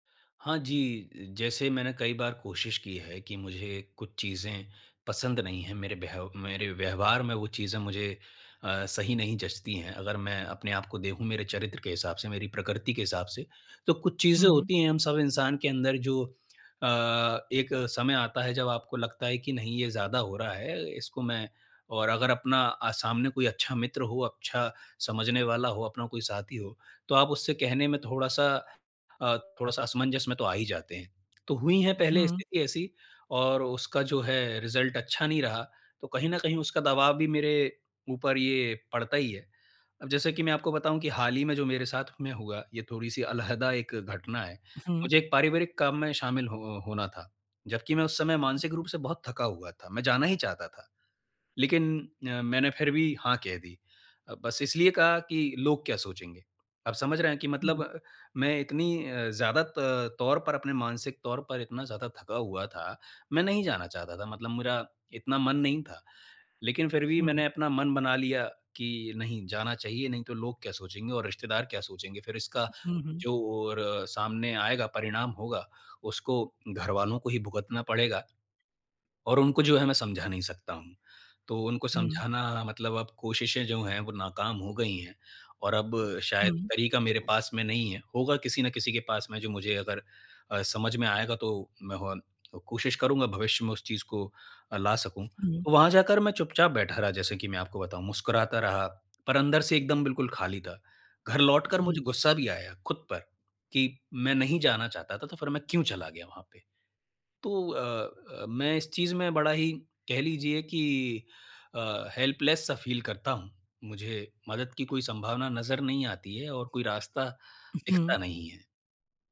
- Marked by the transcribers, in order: in English: "रिज़ल्ट"; tapping; other background noise; in English: "हेल्पलेस"; in English: "फ़ील"
- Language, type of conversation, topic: Hindi, advice, दोस्तों के साथ पार्टी में दूसरों की उम्मीदें और अपनी सीमाएँ कैसे संभालूँ?